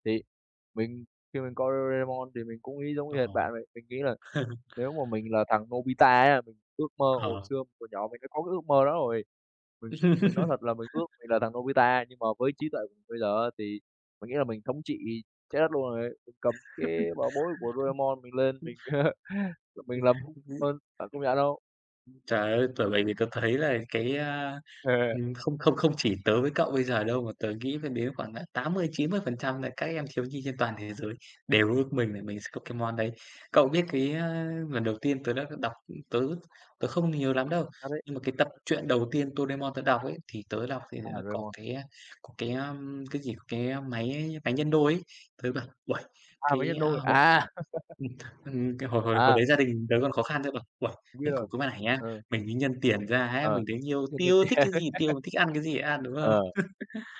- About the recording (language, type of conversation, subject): Vietnamese, unstructured, Bạn có ước mơ nào chưa từng nói với ai không?
- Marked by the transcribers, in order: laughing while speaking: "Ồ!"; laugh; laugh; laugh; laugh; other noise; unintelligible speech; tapping; "Doremon" said as "tô rê mon"; laugh; laugh